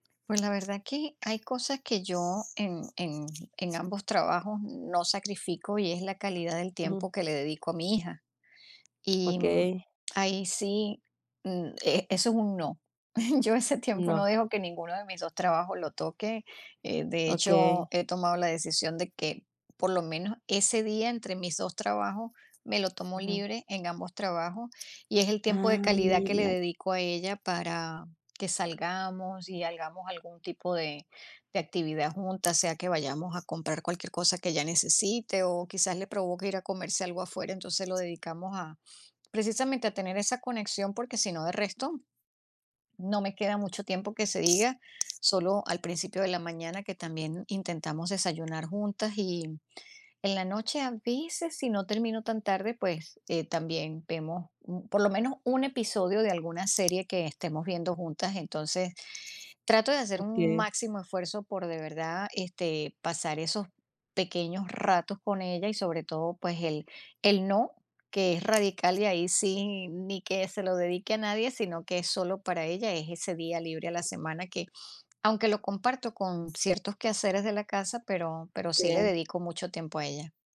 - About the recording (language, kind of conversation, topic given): Spanish, podcast, ¿Cómo cuidas tu salud mental en días muy estresantes?
- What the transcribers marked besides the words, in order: tapping; laughing while speaking: "Yo ese tiempo"; other background noise